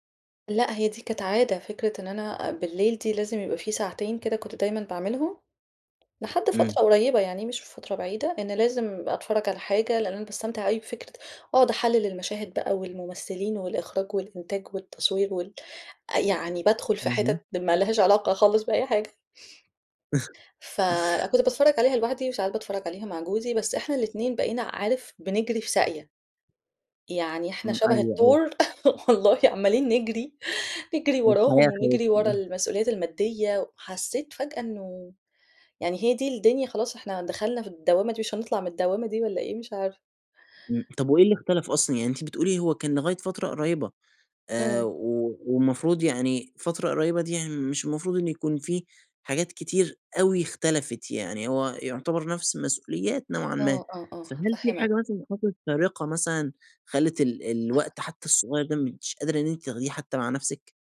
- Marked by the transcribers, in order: laughing while speaking: "ما لهاش علاقة خالص بأي حاجة"; laugh; laugh; laughing while speaking: "والله، عمّالين نجري"
- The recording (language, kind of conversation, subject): Arabic, advice, إزاي أقدر ألاقي وقت للراحة والهوايات؟